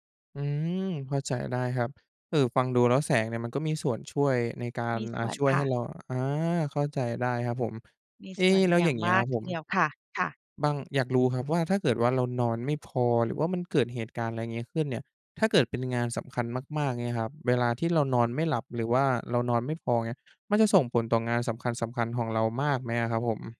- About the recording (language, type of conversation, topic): Thai, advice, ทำไมฉันถึงนอนไม่หลับก่อนมีงานสำคัญ?
- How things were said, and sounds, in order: none